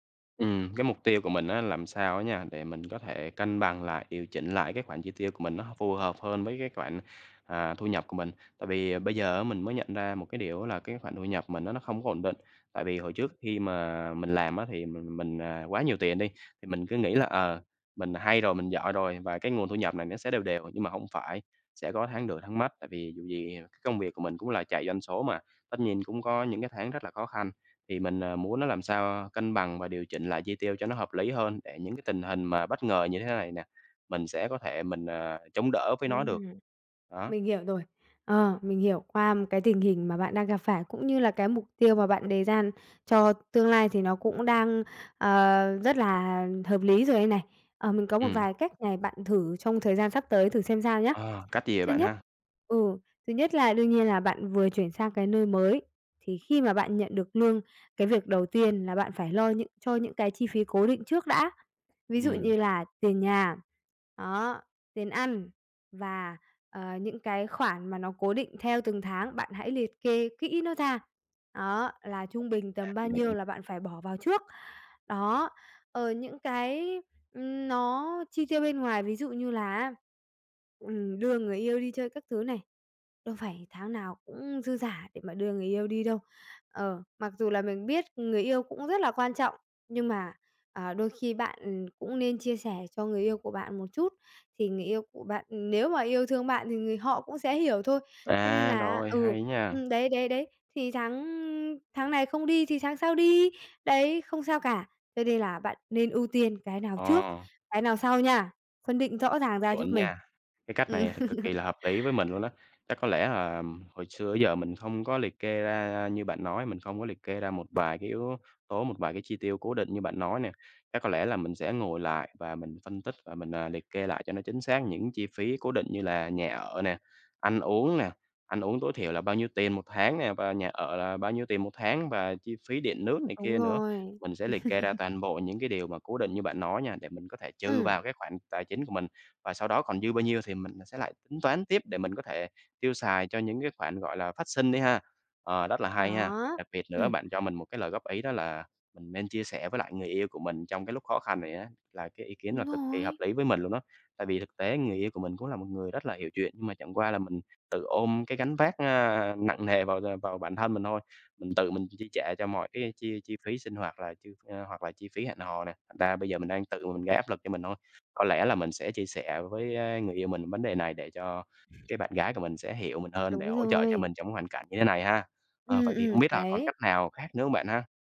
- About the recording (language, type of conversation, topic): Vietnamese, advice, Bạn cần điều chỉnh chi tiêu như thế nào khi tình hình tài chính thay đổi đột ngột?
- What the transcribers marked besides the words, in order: tapping; laughing while speaking: "Ừm"; other background noise; chuckle